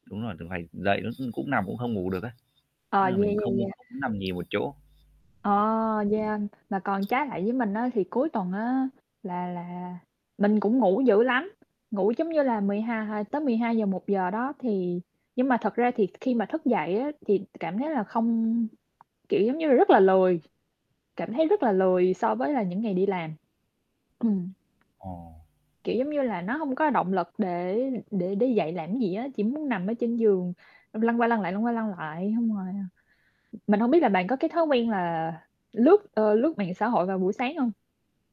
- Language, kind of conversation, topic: Vietnamese, unstructured, Bạn thường làm gì để tạo động lực cho mình vào mỗi buổi sáng?
- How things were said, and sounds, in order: static; unintelligible speech; other background noise; tapping